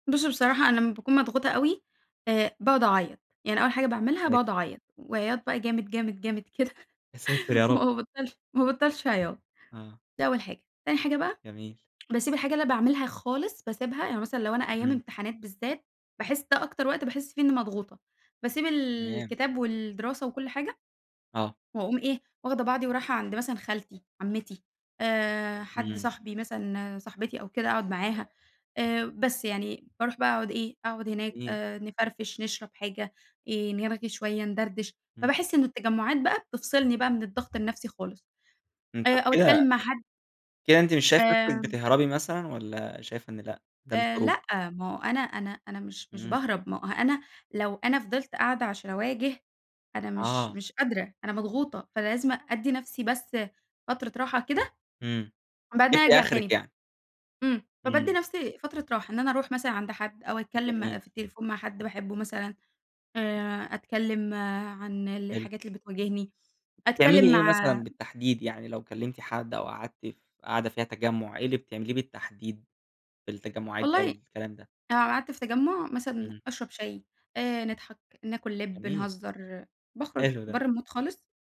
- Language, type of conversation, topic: Arabic, podcast, بتعمل إيه لما تحس إنك مضغوط نفسيًا؟
- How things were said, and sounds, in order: chuckle; tapping; unintelligible speech; in English: "المود"